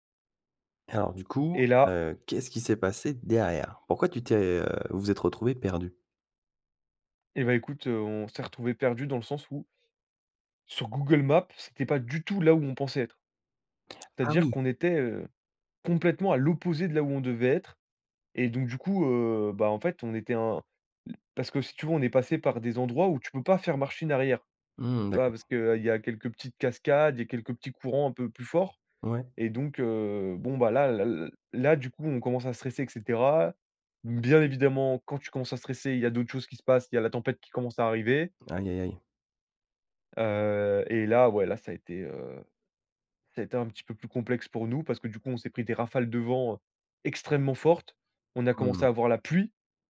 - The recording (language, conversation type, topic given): French, podcast, As-tu déjà été perdu et un passant t’a aidé ?
- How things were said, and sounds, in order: stressed: "derrière"; other background noise; "machine" said as "marchine"; drawn out: "Heu"; stressed: "pluie"